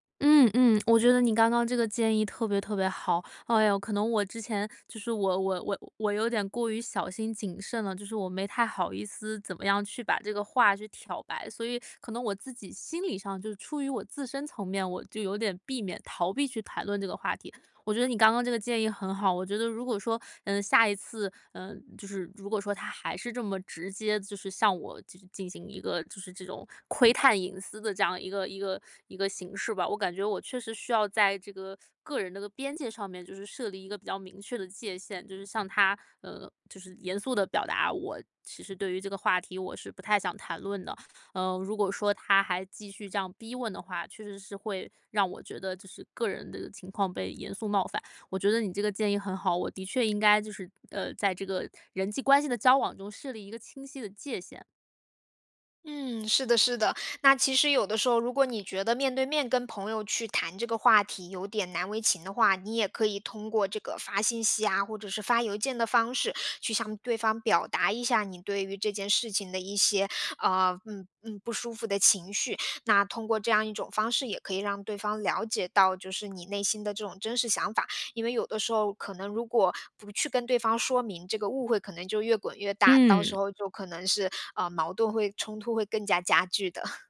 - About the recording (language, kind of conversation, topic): Chinese, advice, 如何才能不尴尬地和别人谈钱？
- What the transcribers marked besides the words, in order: none